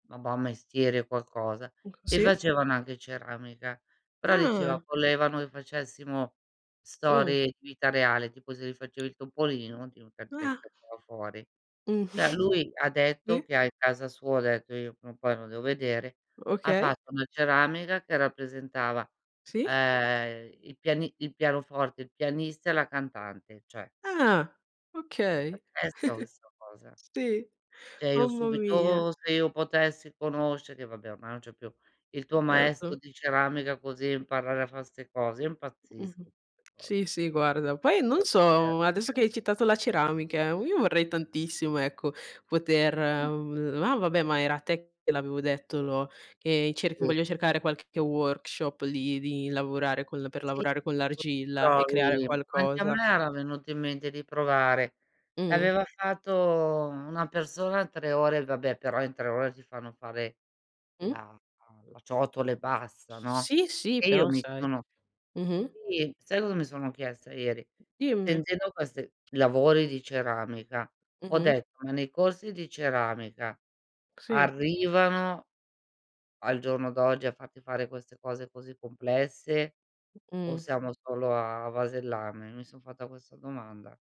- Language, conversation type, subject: Italian, unstructured, Hai mai scoperto una passione inaspettata provando qualcosa di nuovo?
- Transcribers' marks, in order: other background noise; tapping; "Cioè" said as "ceh"; chuckle; "cioè" said as "ceh"; chuckle; "Cioè" said as "ceh"; unintelligible speech; in English: "workshop"; unintelligible speech